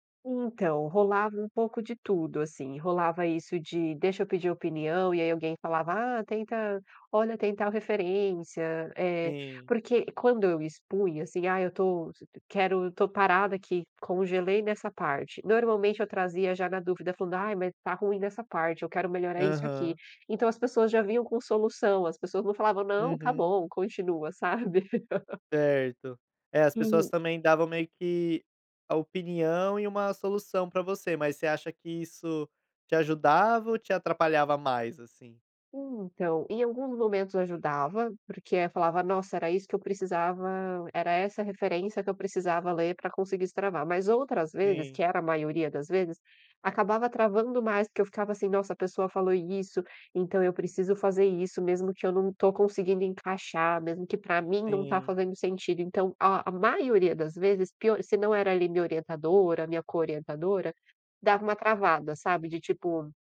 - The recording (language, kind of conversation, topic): Portuguese, podcast, O que você faz quando o perfeccionismo te paralisa?
- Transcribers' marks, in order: laugh